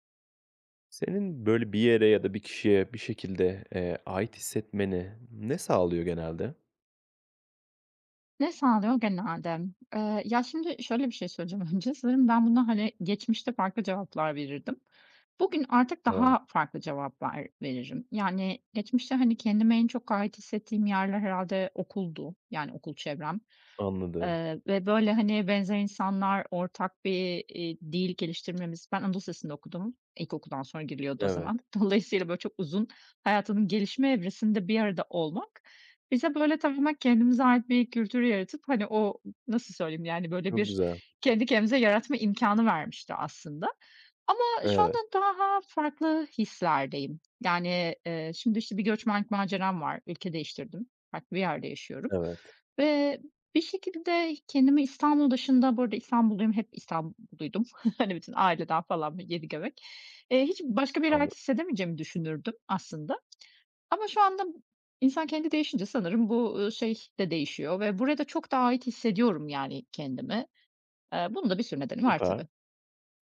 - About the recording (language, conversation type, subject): Turkish, podcast, İnsanların kendilerini ait hissetmesini sence ne sağlar?
- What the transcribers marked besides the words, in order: other background noise; tapping; chuckle